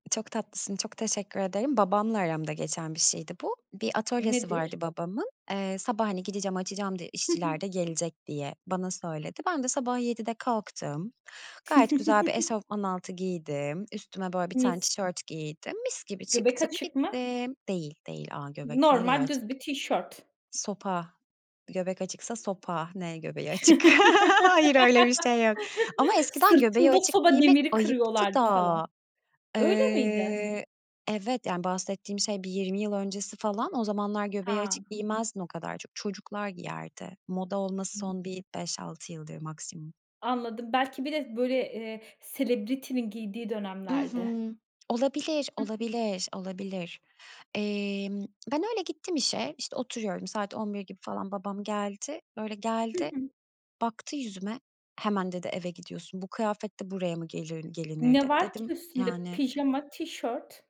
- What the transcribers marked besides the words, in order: chuckle; laugh; chuckle; stressed: "Eee"; unintelligible speech; in English: "celebrity'nin"
- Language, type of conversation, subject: Turkish, podcast, Kıyafetlerini genelde başkalarını etkilemek için mi yoksa kendini mutlu etmek için mi seçiyorsun?
- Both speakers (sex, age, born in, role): female, 30-34, Turkey, host; female, 35-39, Turkey, guest